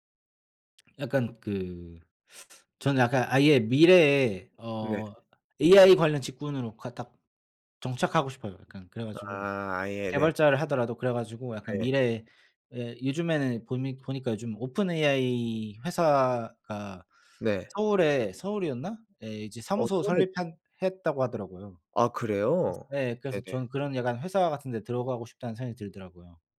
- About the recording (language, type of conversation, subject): Korean, unstructured, 미래에 어떤 모습으로 살고 싶나요?
- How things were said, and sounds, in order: other background noise